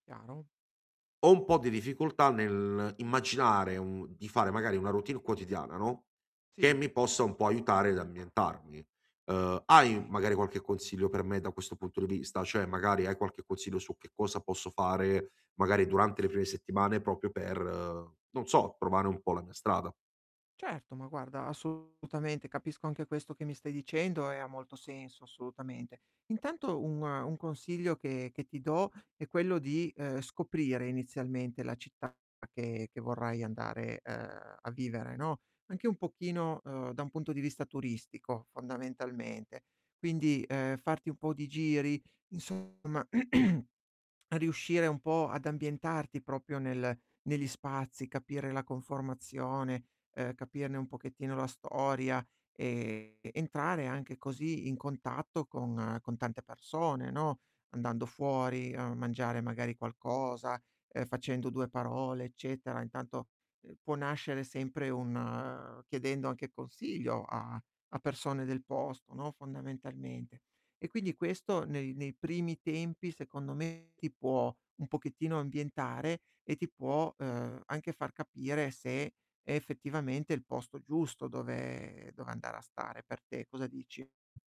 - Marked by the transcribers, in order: other background noise; "Okay" said as "kay"; "Cioè" said as "ceh"; "proprio" said as "propio"; distorted speech; throat clearing; "proprio" said as "propio"
- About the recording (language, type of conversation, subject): Italian, advice, Come posso affrontare la solitudine dopo essermi trasferito/a in un posto che non conosco?